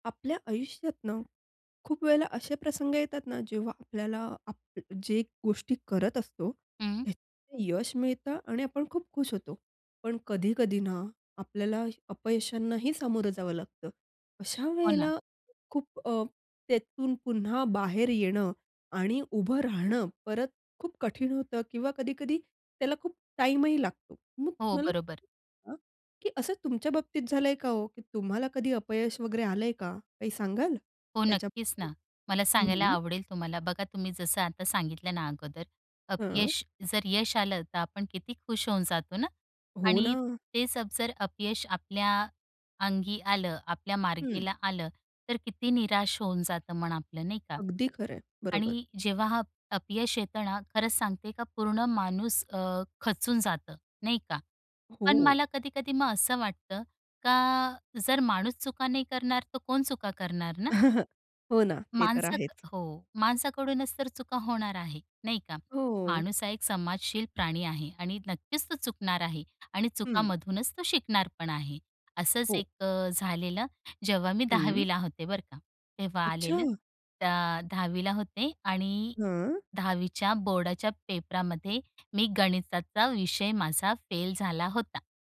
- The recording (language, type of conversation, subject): Marathi, podcast, कोणत्या अपयशानंतर तुम्ही पुन्हा उभे राहिलात आणि ते कसे शक्य झाले?
- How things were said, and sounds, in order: tapping; other background noise; "मार्गाला" said as "मार्गीला"; chuckle